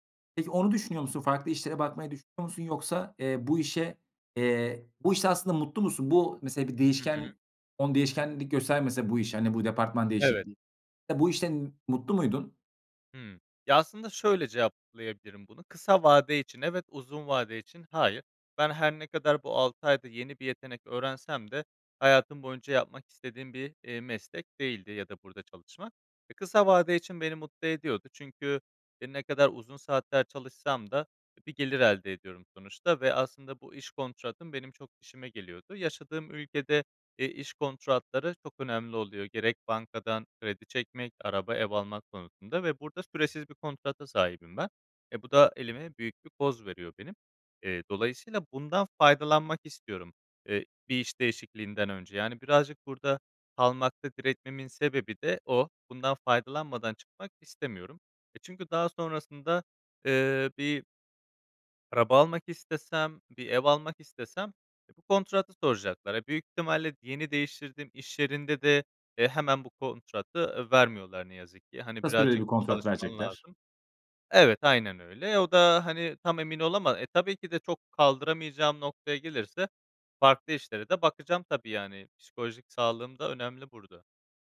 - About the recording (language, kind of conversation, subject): Turkish, advice, İş yerinde görev ya da bölüm değişikliği sonrası yeni rolünüze uyum süreciniz nasıl geçti?
- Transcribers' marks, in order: other background noise